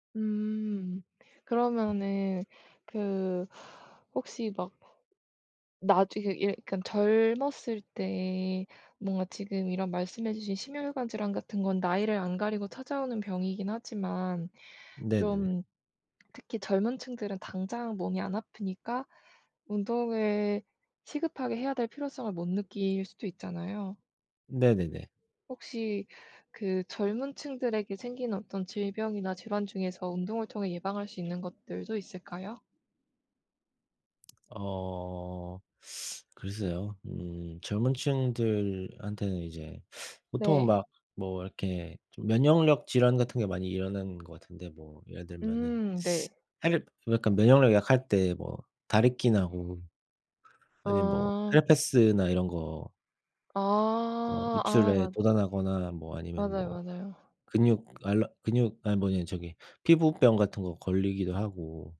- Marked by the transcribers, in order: other background noise; teeth sucking
- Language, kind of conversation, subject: Korean, unstructured, 운동을 시작하지 않으면 어떤 질병에 걸릴 위험이 높아질까요?